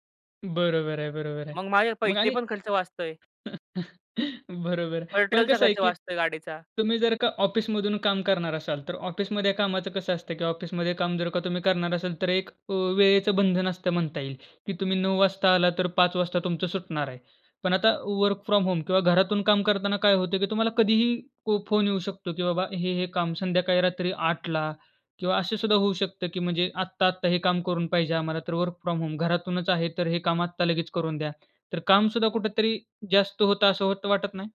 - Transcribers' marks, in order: other noise; chuckle; laughing while speaking: "बरोबर"; in English: "वर्क फ्रॉम होम"; in English: "वर्क फ्रॉम होम"
- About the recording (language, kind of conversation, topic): Marathi, podcast, भविष्यात कामाचा दिवस मुख्यतः ऑफिसमध्ये असेल की घरातून, तुमच्या अनुभवातून तुम्हाला काय वाटते?